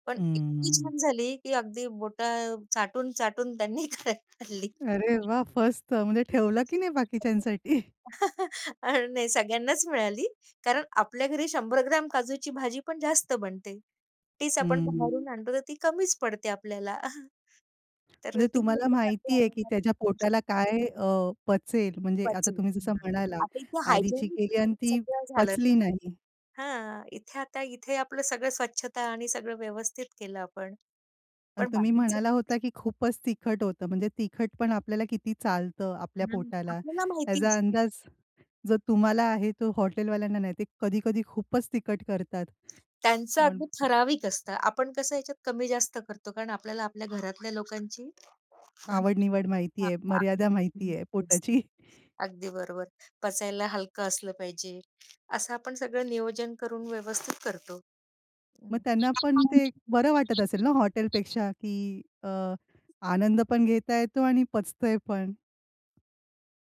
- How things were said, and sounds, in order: drawn out: "हं"; laughing while speaking: "त्यांनी खा खाल्ली"; other background noise; "मस्त" said as "फस्त"; unintelligible speech; chuckle; chuckle; tapping; other noise; unintelligible speech; in English: "हायजिनिक"; laughing while speaking: "पोटाची"; unintelligible speech; unintelligible speech
- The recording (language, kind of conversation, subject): Marathi, podcast, सणाच्या जेवणात पारंपारिक आणि नवे पदार्थ यांचा समतोल तुम्ही कसा साधता?